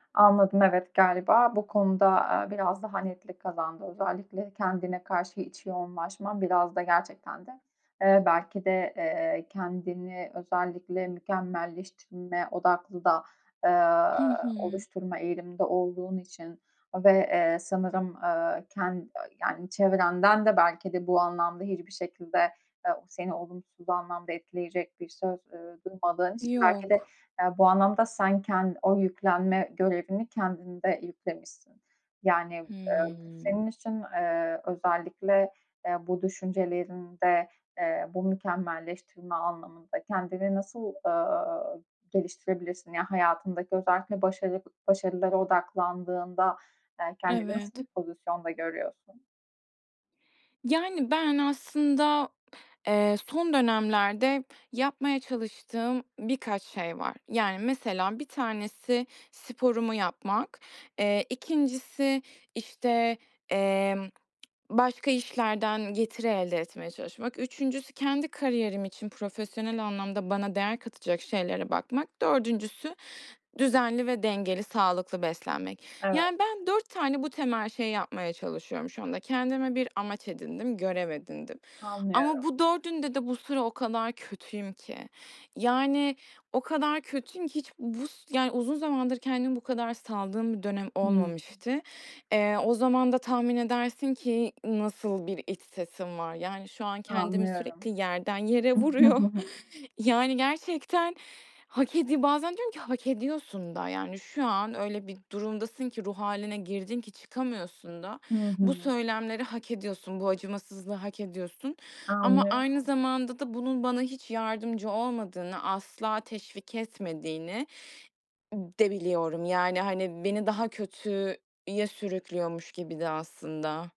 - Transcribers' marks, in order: other background noise; tapping; laughing while speaking: "vuruyor"; chuckle
- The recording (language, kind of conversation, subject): Turkish, advice, Kendime sürekli sert ve yıkıcı şeyler söylemeyi nasıl durdurabilirim?